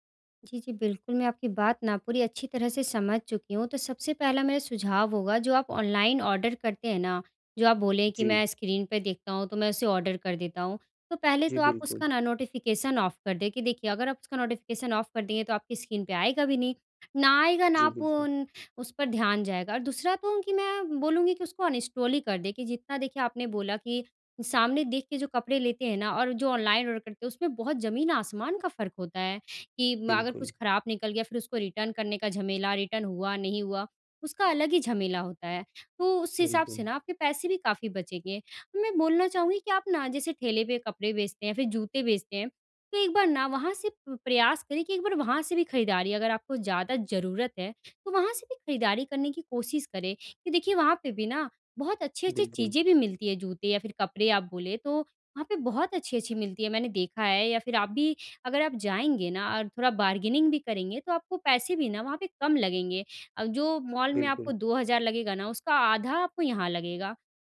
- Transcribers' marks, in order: in English: "ऑर्डर"; in English: "ऑर्डर"; in English: "नोटिफिकेशन ऑफ"; in English: "नोटिफिकेशन ऑफ"; in English: "ऑर्डर"; in English: "रिटर्न"; in English: "रिटर्न"; in English: "बार्गेनिंग"
- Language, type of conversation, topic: Hindi, advice, मैं अपनी खर्च करने की आदतें कैसे बदलूँ?